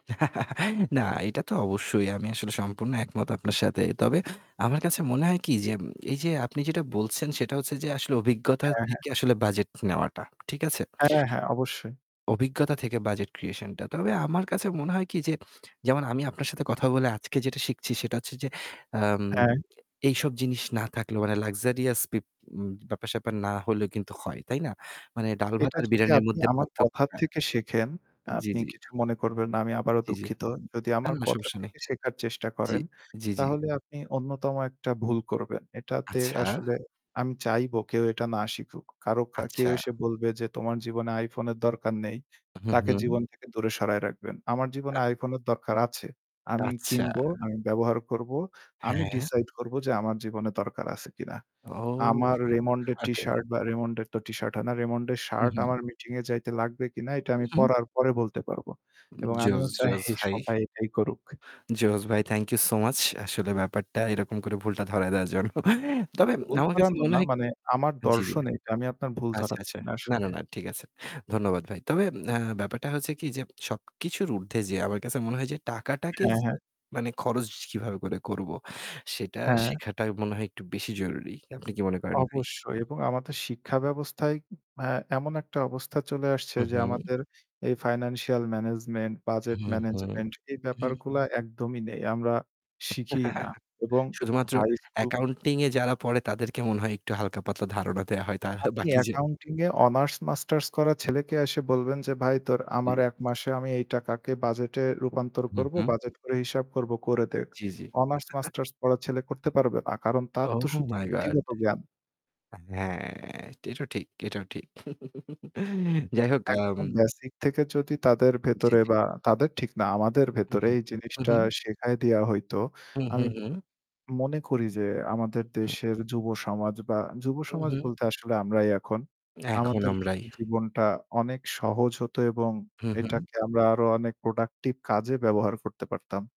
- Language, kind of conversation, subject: Bengali, unstructured, বেতন বাড়ার পরও অনেকেই কেন আর্থিক সমস্যায় পড়ে?
- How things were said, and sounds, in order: static; chuckle; laughing while speaking: "জন্য"; chuckle; chuckle; in English: "Oh my God"; chuckle; other background noise